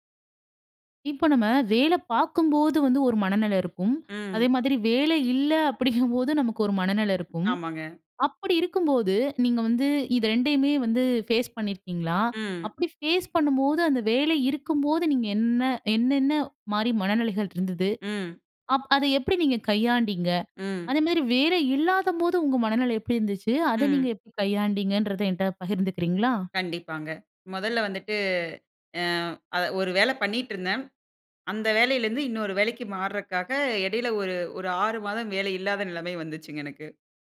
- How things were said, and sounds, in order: laughing while speaking: "அப்படிங்கும்போது"; other background noise; in English: "ஃபேஸ்"; in English: "ஃபேஸ்"
- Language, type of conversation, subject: Tamil, podcast, மனநலமும் வேலைவாய்ப்பும் இடையே சமநிலையை எப்படிப் பேணலாம்?